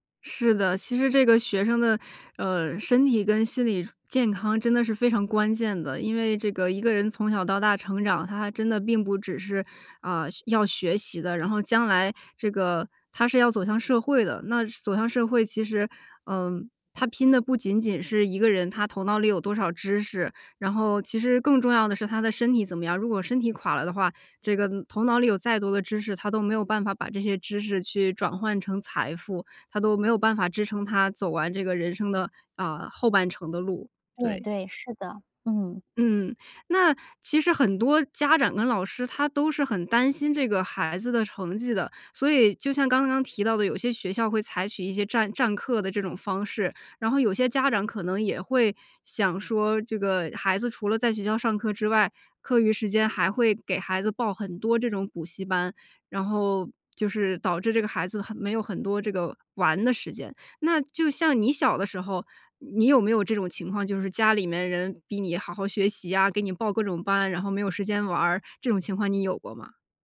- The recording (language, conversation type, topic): Chinese, podcast, 你觉得学习和玩耍怎么搭配最合适?
- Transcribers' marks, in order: none